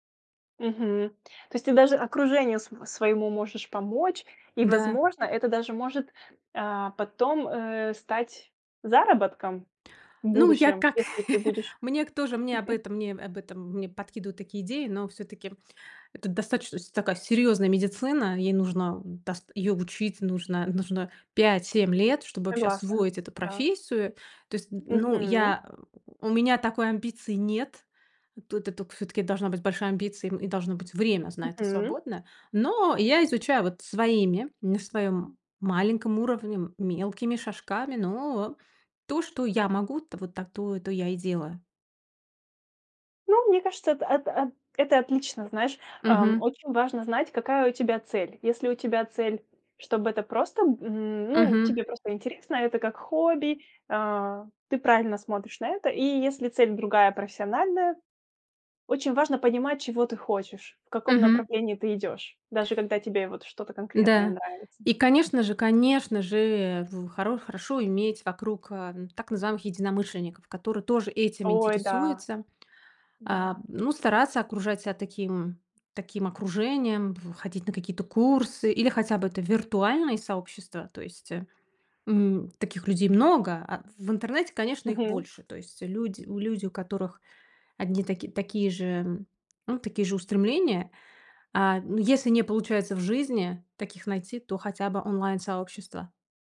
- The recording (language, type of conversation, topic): Russian, podcast, Что помогает тебе не бросать новое занятие через неделю?
- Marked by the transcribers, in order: chuckle; tapping